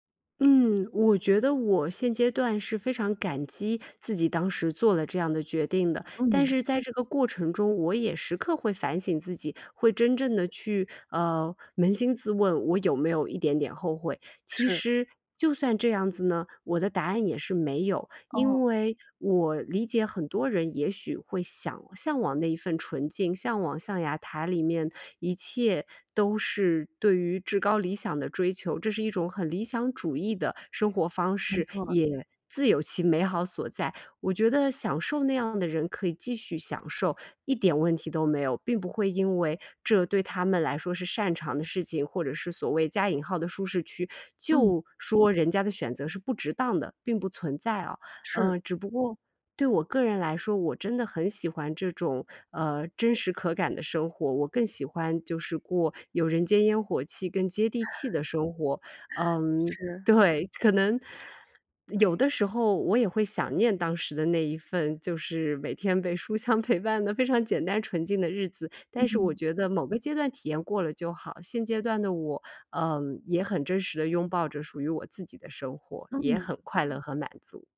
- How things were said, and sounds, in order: laugh; laughing while speaking: "书香陪伴的"
- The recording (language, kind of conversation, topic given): Chinese, podcast, 你如何看待舒适区与成长？